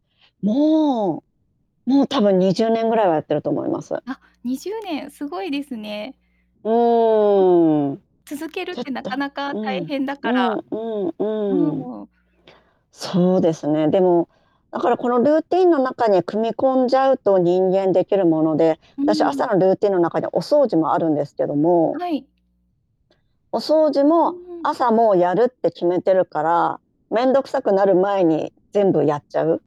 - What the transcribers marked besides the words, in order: drawn out: "うーん"; distorted speech; unintelligible speech; in another language: "ルーティン"; in English: "ルーティン"
- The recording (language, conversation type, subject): Japanese, podcast, 朝のルーティンで、何かこだわっていることはありますか？